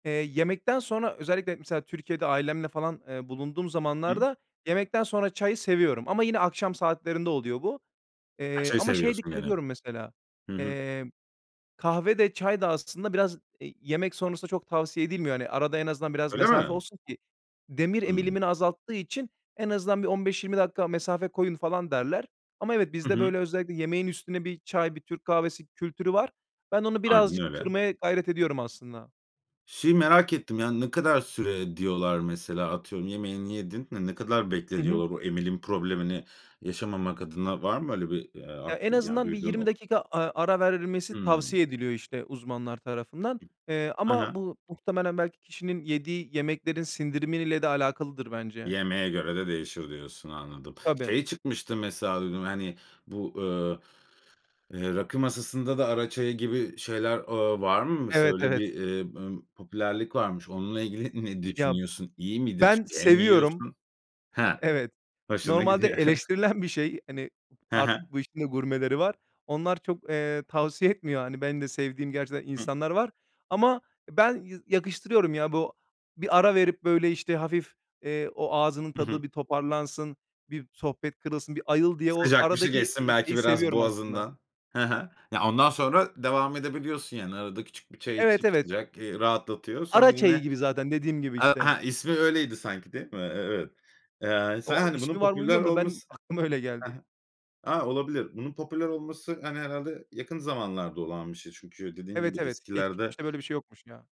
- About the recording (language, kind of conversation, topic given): Turkish, podcast, Kahve veya çay demleme ritüelin nasıl?
- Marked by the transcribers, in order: other background noise; unintelligible speech; tapping; chuckle; laughing while speaking: "eleştirilen"; laughing while speaking: "Hoşuna gidiyor"; chuckle